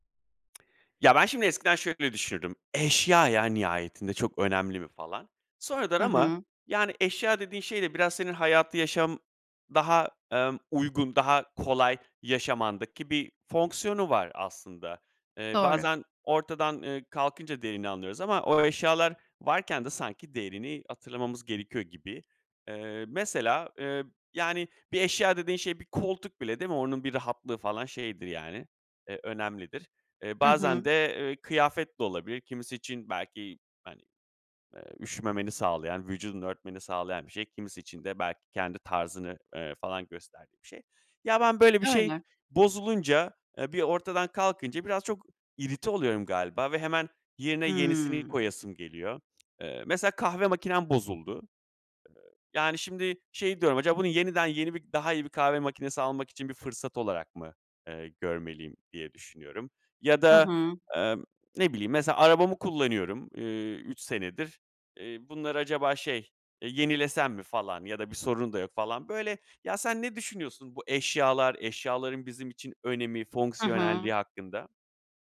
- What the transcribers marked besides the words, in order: tsk; other background noise; tapping
- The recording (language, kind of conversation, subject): Turkish, advice, Elimdeki eşyaların değerini nasıl daha çok fark edip israfı azaltabilirim?